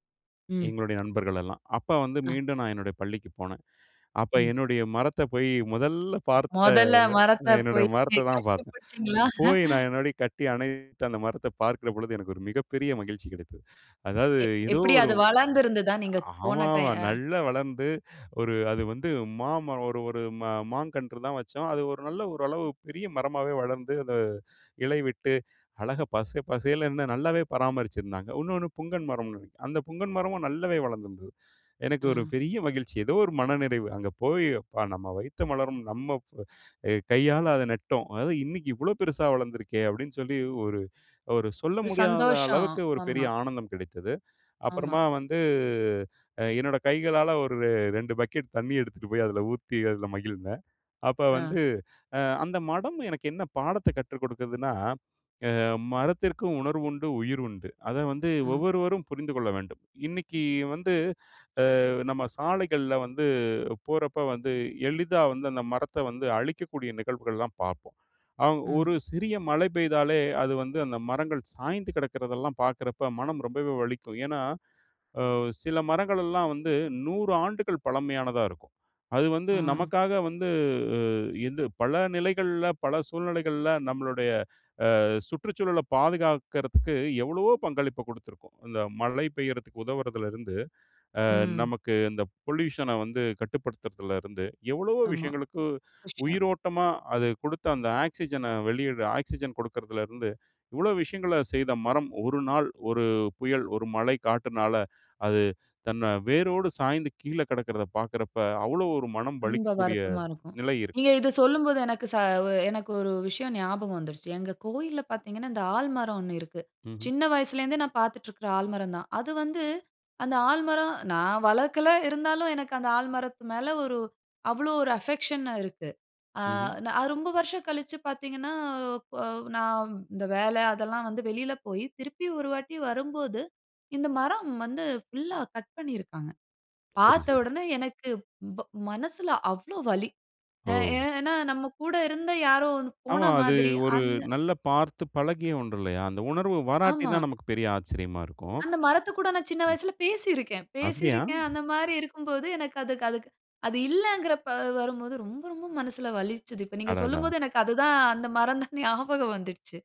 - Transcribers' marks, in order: laughing while speaking: "முதல்ல பார்த்த, என்னுடைய மரத்த தான் பாத்தேன். போய் நான் என்னோடைய கட்டி அணைத்து"; laughing while speaking: "புடிச்சீங்களா?"; chuckle; laughing while speaking: "ரெண்டு பக்கெட் தண்ணி எடுத்துட்டு போயி அதில ஊத்தி அதில மகிழ்ந்தேன்"; "மரம்" said as "மடம்"; in English: "பொல்யூஷன"; in English: "ஆக்சிஜன"; in English: "ஆக்ஸிஜன்"; "ஆலமரம்" said as "ஆள்மரம்"; "ஆலமரம்" said as "ஆள்மரம்"; "ஆலமரம்" said as "ஆள்மரம்"; "ஆலமரத்து" said as "ஆள்மரத்து"; in English: "அஃபெக்க்ஷன்னா"; laughing while speaking: "தான் ஞாபகம் வந்துட்ச்சு"
- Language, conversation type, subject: Tamil, podcast, ஒரு மரம் நீண்ட காலம் வளர்ந்து நிலைத்து நிற்பதில் இருந்து நாம் என்ன பாடம் கற்றுக்கொள்ளலாம்?